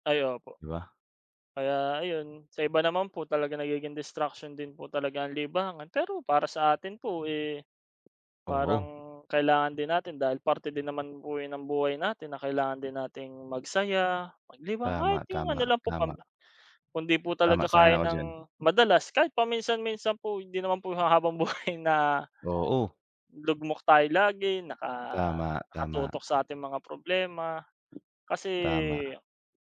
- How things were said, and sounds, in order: none
- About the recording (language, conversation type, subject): Filipino, unstructured, Ano ang nararamdaman mo kapag hindi mo magawa ang paborito mong libangan?